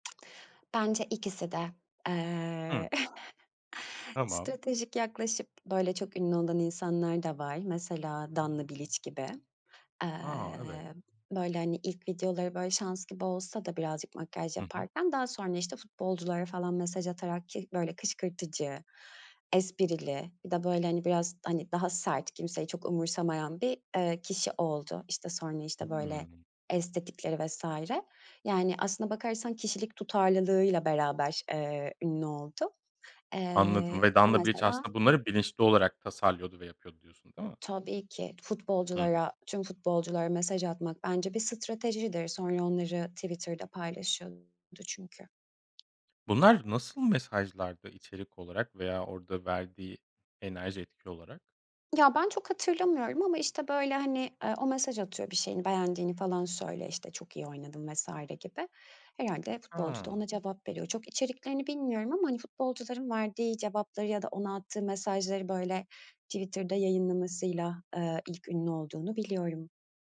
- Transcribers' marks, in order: tapping; giggle; other background noise
- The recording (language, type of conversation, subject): Turkish, podcast, Viral olmak şans işi mi, yoksa stratejiyle planlanabilir mi?